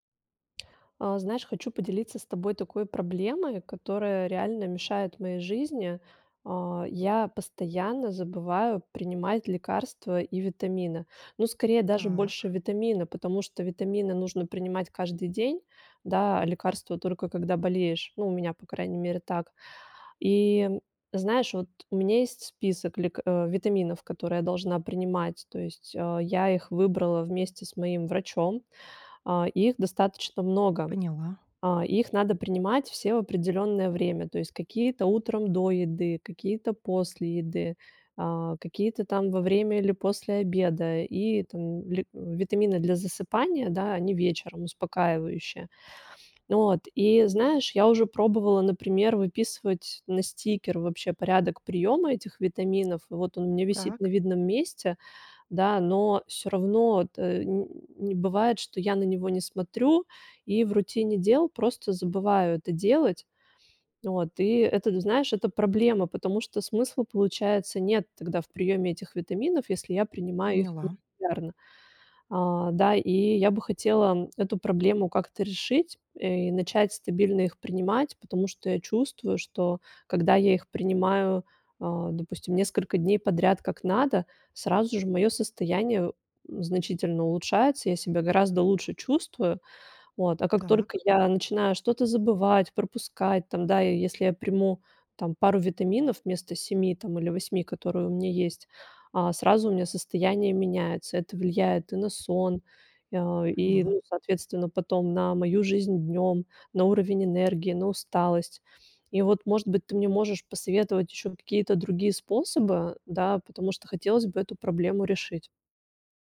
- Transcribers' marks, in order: none
- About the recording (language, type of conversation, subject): Russian, advice, Как справиться с забывчивостью и нерегулярным приёмом лекарств или витаминов?